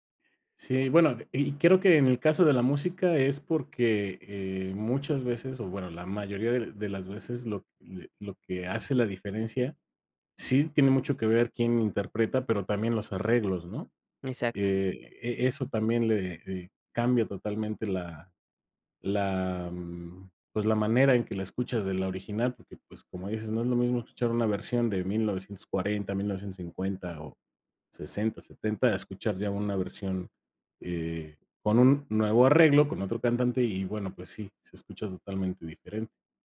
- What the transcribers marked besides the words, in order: none
- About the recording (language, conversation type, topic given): Spanish, podcast, ¿Te gustan más los remakes o las historias originales?